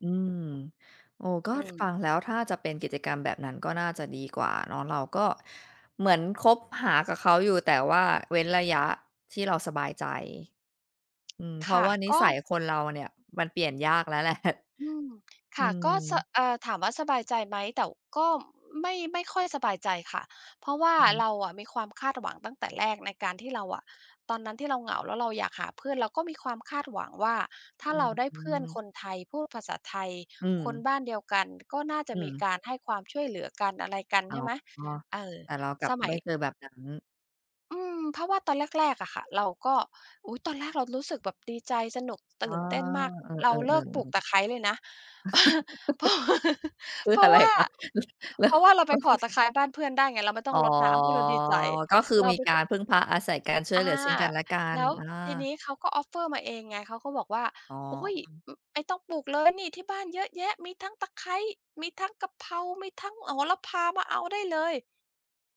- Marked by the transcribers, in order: other background noise; tapping; laughing while speaking: "แหละ"; chuckle; laughing while speaking: "คืออไรคะ ? แล้ว"; laughing while speaking: "เออ เพราะว่า เพราะว่า"; unintelligible speech; drawn out: "อ๋อ"; in English: "offer"; "ไม่" said as "ไอ"; other noise
- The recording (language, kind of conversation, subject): Thai, advice, ทำไมฉันถึงรู้สึกโดดเดี่ยวแม้อยู่กับกลุ่มเพื่อน?